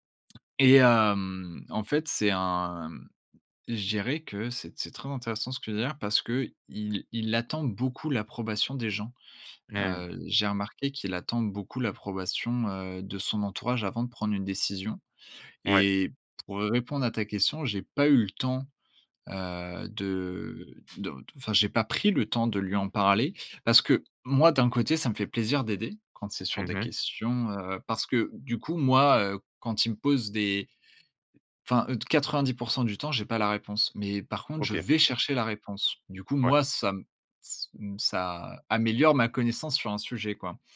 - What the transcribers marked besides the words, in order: other background noise; stressed: "vais"
- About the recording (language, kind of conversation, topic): French, advice, Comment poser des limites à un ami qui te demande trop de temps ?